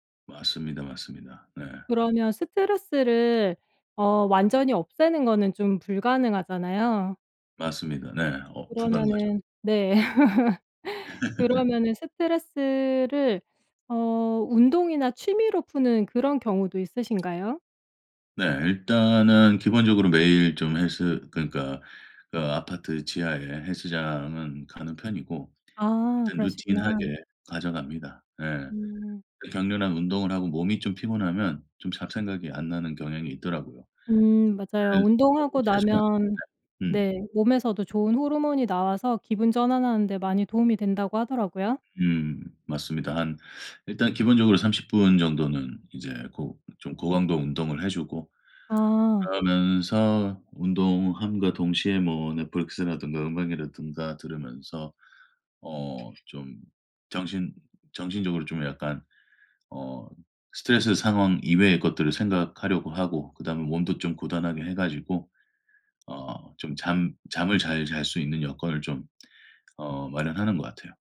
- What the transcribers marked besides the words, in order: other background noise; tapping; laugh; in English: "routine하게"
- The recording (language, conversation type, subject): Korean, podcast, 스트레스를 받을 때는 보통 어떻게 푸시나요?